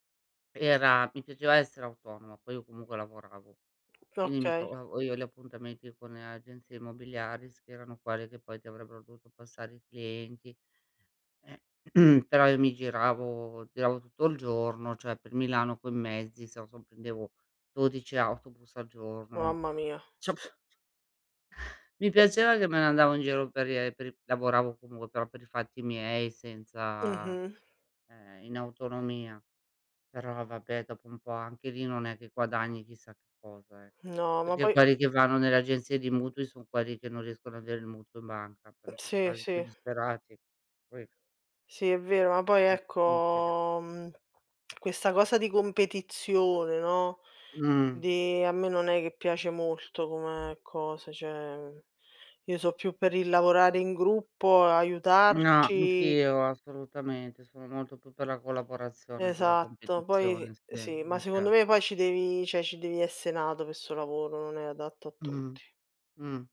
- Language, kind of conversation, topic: Italian, unstructured, Qual è stata la tua prima esperienza lavorativa?
- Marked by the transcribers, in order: tapping; throat clearing; "cioè" said as "ceh"; unintelligible speech; laughing while speaking: "Ci ho pr"; other background noise; unintelligible speech; drawn out: "ecco"; swallow; tsk; "cioè" said as "ceh"; "cioè" said as "ceh"